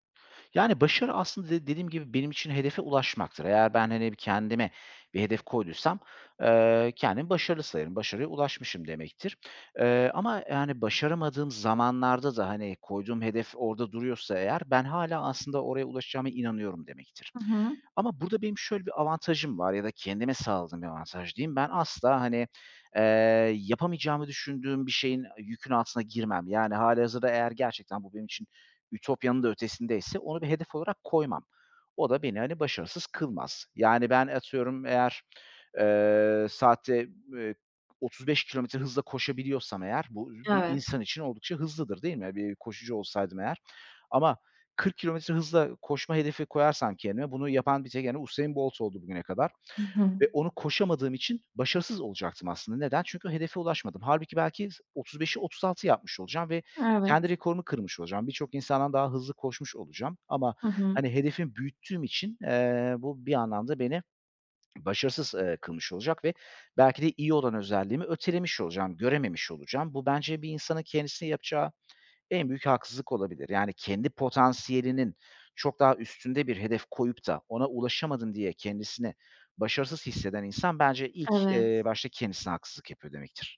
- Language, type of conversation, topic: Turkish, podcast, Pişmanlık uyandıran anılarla nasıl başa çıkıyorsunuz?
- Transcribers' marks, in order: other background noise; tapping; unintelligible speech